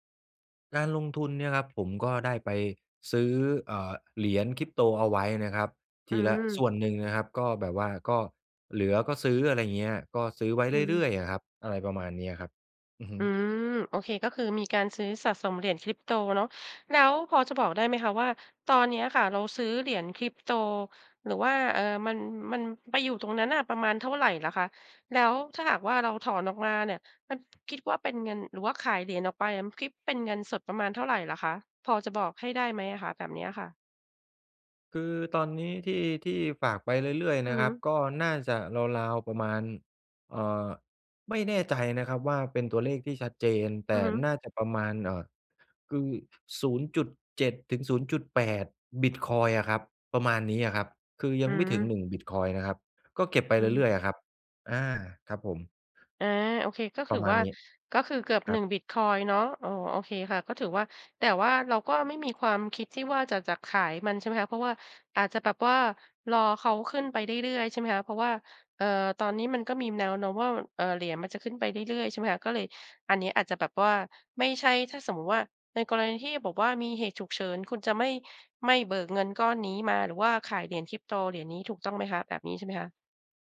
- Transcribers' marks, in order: tapping; other background noise; "มี" said as "มีม"
- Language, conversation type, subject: Thai, advice, ฉันควรเริ่มออมเงินสำหรับเหตุฉุกเฉินอย่างไรดี?